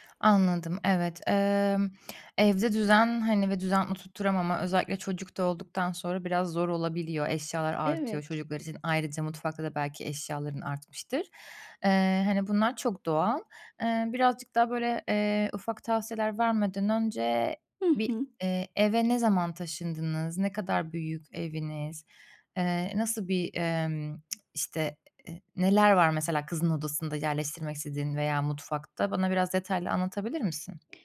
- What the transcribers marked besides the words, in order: other background noise; tsk
- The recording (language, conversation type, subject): Turkish, advice, Eşyalarımı düzenli tutmak ve zamanımı daha iyi yönetmek için nereden başlamalıyım?